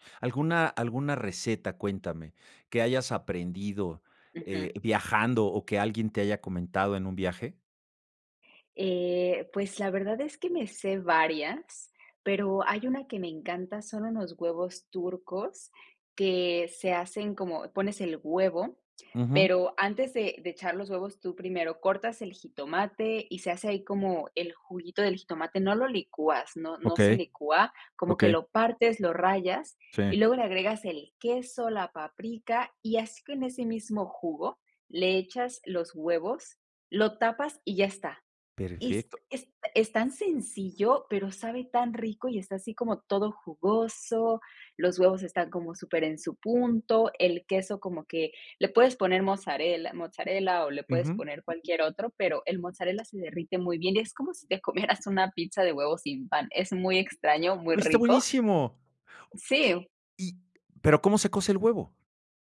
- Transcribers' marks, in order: tapping; other noise; "cuece" said as "cose"
- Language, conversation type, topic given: Spanish, unstructured, ¿Prefieres cocinar en casa o comer fuera?